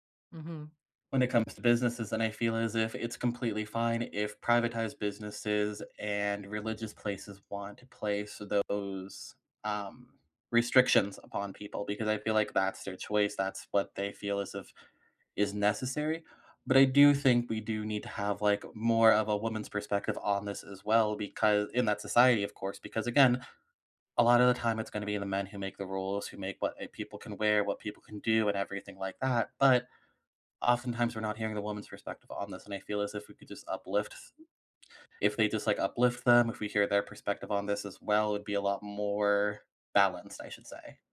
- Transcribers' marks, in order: none
- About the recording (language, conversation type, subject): English, unstructured, Should locals have the final say over what tourists can and cannot do?
- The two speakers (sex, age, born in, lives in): female, 50-54, United States, United States; male, 30-34, United States, United States